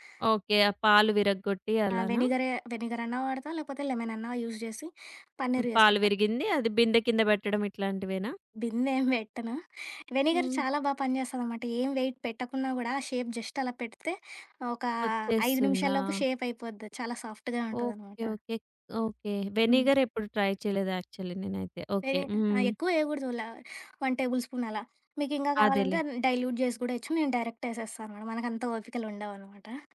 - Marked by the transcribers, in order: in English: "యూజ్"; in English: "వెనిగర్"; in English: "వెయిట్"; in English: "షేప్ జస్ట్"; other background noise; in English: "సాఫ్ట్‌గా"; in English: "వెనిగర్"; in English: "ట్రై"; in English: "యాక్చువల్లీ"; in English: "వన్ టేబుల్ స్పూన్"; in English: "డైల్యూట్"; in English: "డైరెక్ట్"
- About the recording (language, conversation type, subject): Telugu, podcast, ఆరోగ్యవంతమైన ఆహారాన్ని తక్కువ సమయంలో తయారుచేయడానికి మీ చిట్కాలు ఏమిటి?